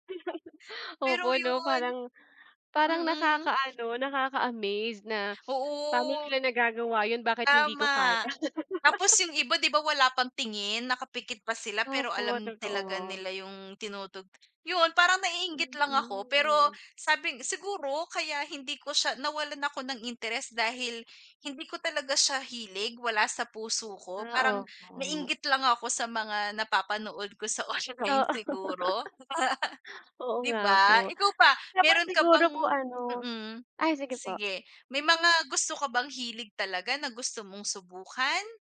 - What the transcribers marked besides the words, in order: chuckle; laugh; laugh; laughing while speaking: "sa"; laugh; tapping
- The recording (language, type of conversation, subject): Filipino, unstructured, Ano ang hilig mong gawin kapag may libreng oras ka?